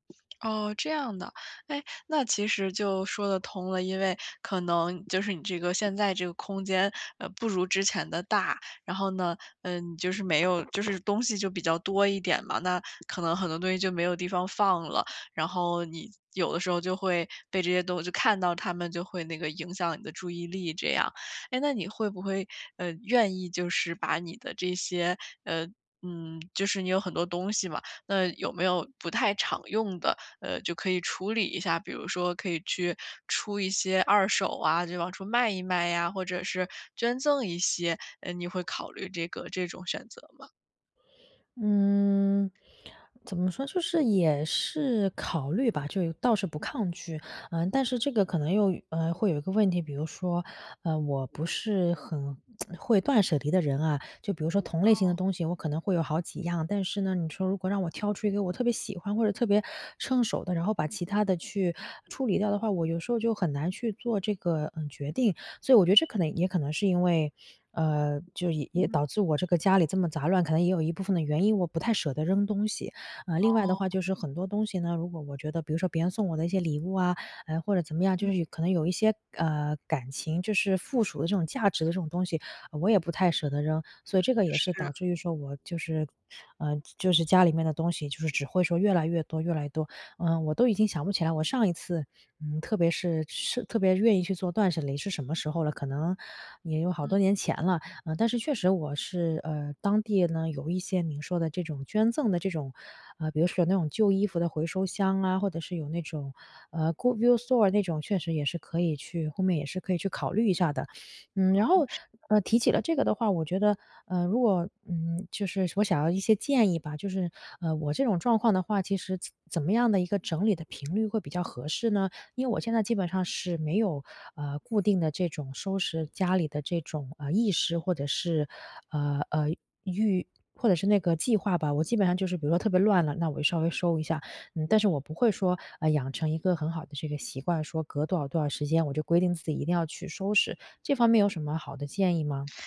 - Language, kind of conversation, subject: Chinese, advice, 我该如何减少空间里的杂乱来提高专注力？
- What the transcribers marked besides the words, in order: other background noise; lip smack; in English: "good use store"; unintelligible speech